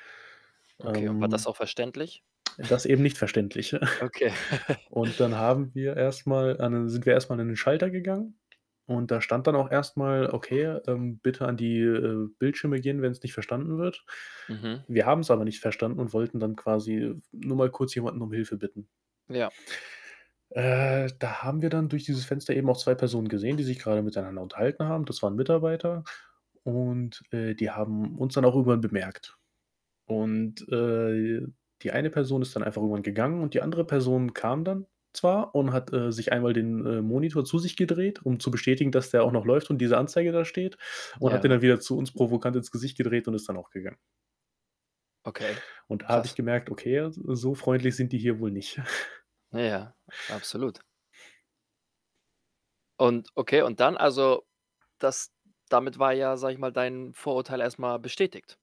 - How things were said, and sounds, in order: static; chuckle; chuckle; other background noise; chuckle; unintelligible speech; tapping; chuckle
- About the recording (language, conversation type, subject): German, podcast, Was hilft dir dabei, Vorurteile gegenüber neuem Wissen abzubauen?